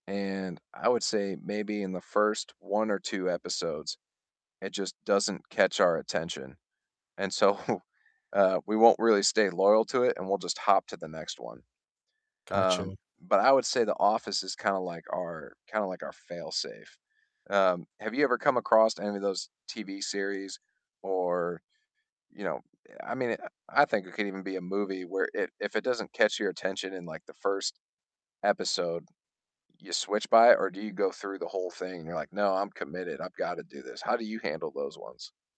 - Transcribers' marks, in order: laughing while speaking: "so"
- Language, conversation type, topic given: English, unstructured, Which comfort show do you rewatch to instantly put a smile on your face, and why does it feel like home?